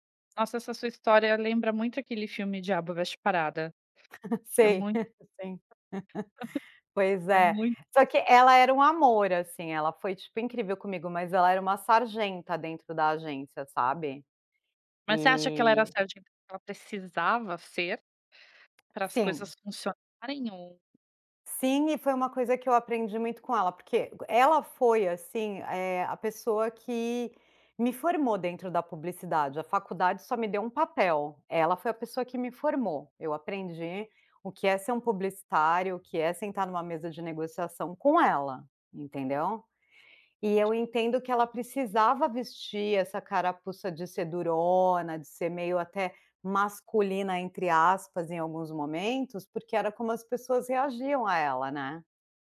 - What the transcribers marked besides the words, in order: laugh; tapping; other background noise
- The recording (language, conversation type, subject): Portuguese, podcast, Como você concilia trabalho e propósito?